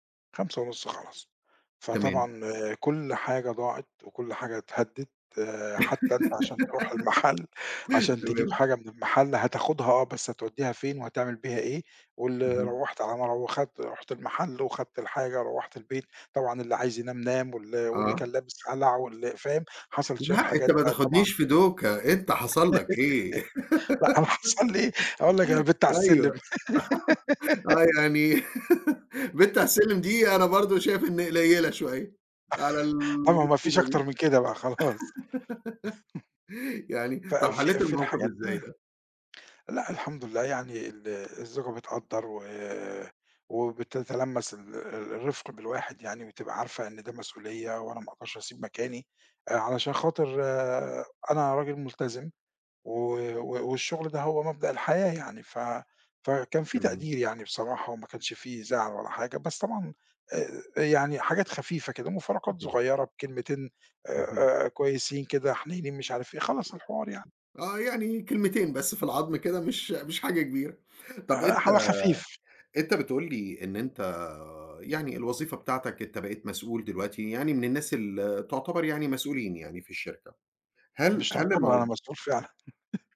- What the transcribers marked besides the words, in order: giggle; other background noise; laugh; laughing while speaking: "لأ، أنا حصل لي هاقول لك أنا بِت على السلم"; laugh; cough; laugh; laugh; laughing while speaking: "خلاص"; chuckle; laugh
- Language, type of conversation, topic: Arabic, podcast, إزاي بتوازن وقتك بين الشغل والبيت؟